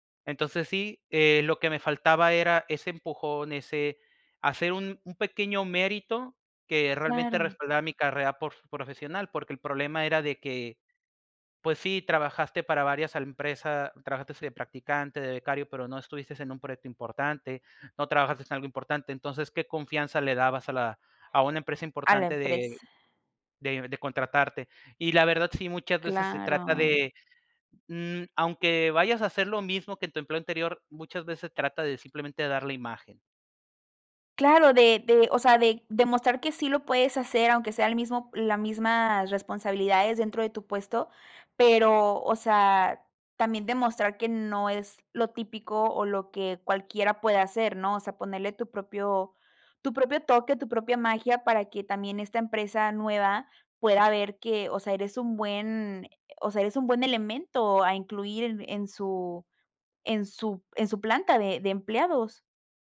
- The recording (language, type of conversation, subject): Spanish, podcast, ¿Cómo sabes cuándo es hora de cambiar de trabajo?
- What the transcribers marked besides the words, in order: none